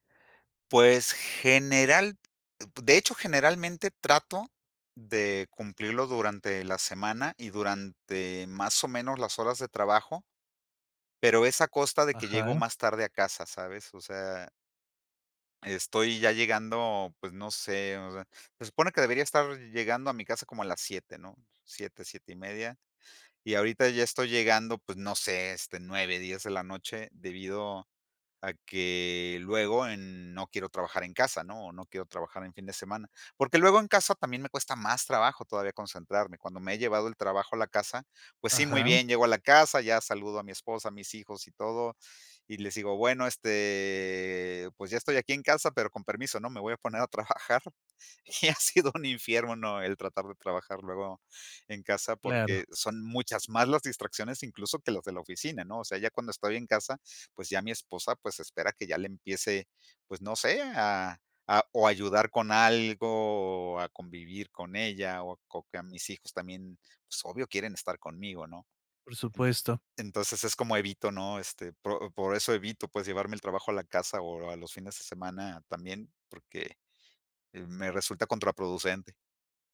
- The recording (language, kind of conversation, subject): Spanish, advice, ¿Qué te dificulta concentrarte y cumplir tus horas de trabajo previstas?
- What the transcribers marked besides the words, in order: drawn out: "este"; laughing while speaking: "a trabajar"